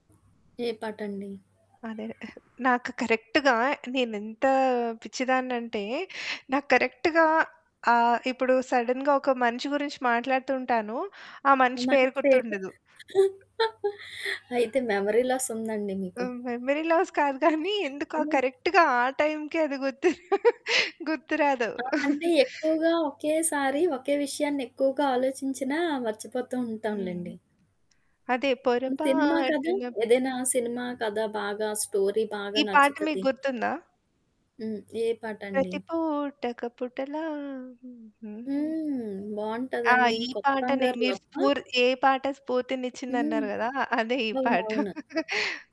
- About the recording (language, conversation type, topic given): Telugu, podcast, సినిమాలు, పాటలు మీకు ఎలా స్ఫూర్తి ఇస్తాయి?
- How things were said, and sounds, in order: other background noise; in English: "కరెక్ట్‌గా"; in English: "కరెక్ట్‌గా"; in English: "సడెన్‌గా"; giggle; in English: "మెమరీ లాస్"; giggle; in English: "కరెక్ట్‌గా"; giggle; singing: "పొరపాటున"; in English: "స్టోరీ"; singing: "ప్రతిపూటొక పుటలా హుహుహు"; humming a tune; giggle